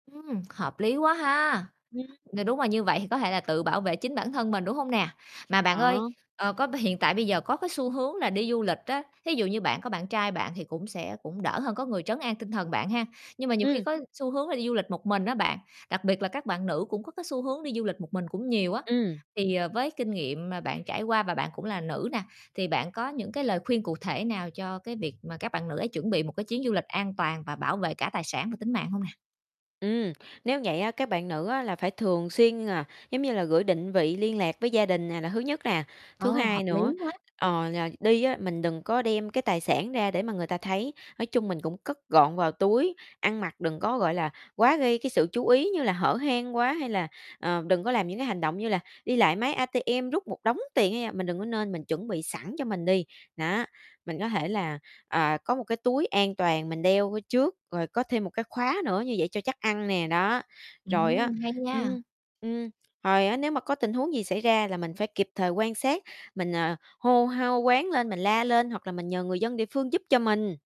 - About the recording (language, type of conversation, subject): Vietnamese, podcast, Bạn đã từng bị trộm hoặc suýt bị mất cắp khi đi du lịch chưa?
- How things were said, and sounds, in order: distorted speech; other background noise; tapping